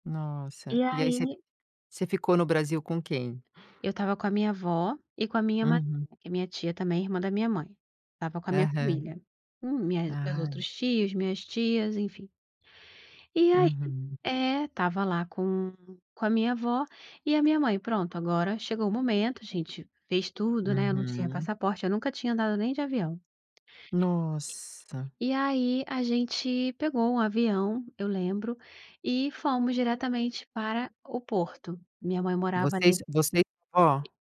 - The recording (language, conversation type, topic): Portuguese, podcast, Você já foi ajudado por alguém do lugar que não conhecia? Como foi?
- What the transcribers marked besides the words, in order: none